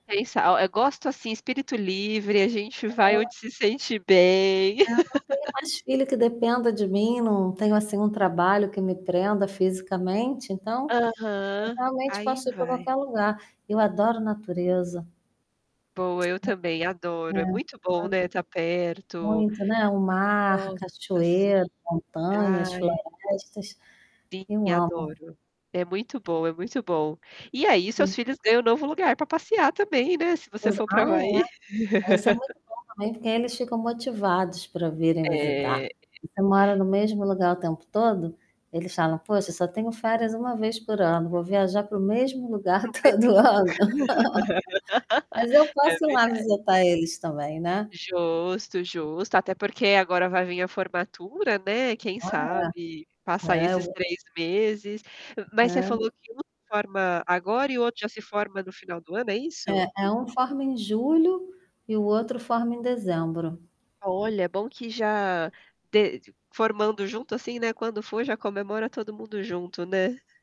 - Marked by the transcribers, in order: static; distorted speech; laugh; other background noise; lip smack; tapping; laughing while speaking: "havaí"; unintelligible speech; laugh; laughing while speaking: "todo ano"; laugh
- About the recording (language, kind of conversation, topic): Portuguese, unstructured, Qual foi uma surpresa que a vida te trouxe recentemente?